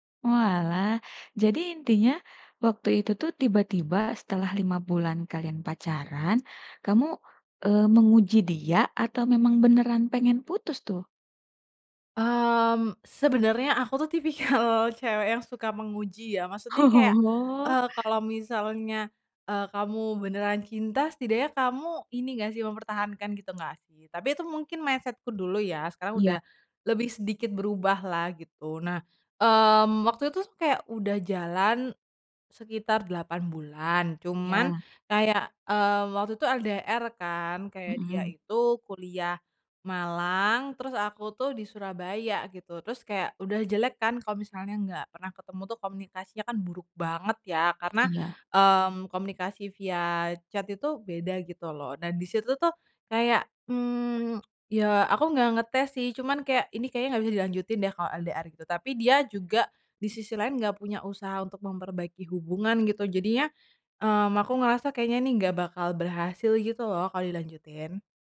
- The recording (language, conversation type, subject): Indonesian, advice, Bagaimana cara berhenti terus-menerus memeriksa akun media sosial mantan dan benar-benar bisa move on?
- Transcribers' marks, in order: other background noise; laughing while speaking: "tipikal"; laughing while speaking: "Oh"; in English: "mindset-ku"; tapping; in English: "LDR"; in English: "chat"; in English: "LDR"